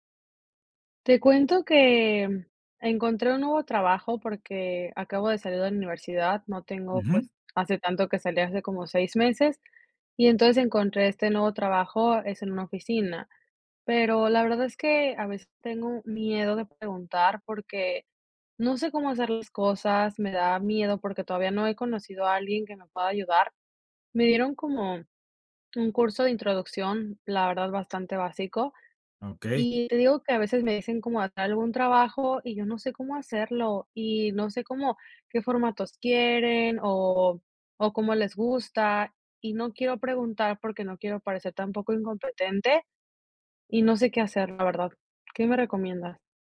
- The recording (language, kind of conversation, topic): Spanish, advice, ¿Cómo puedo superar el temor de pedir ayuda por miedo a parecer incompetente?
- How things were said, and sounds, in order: none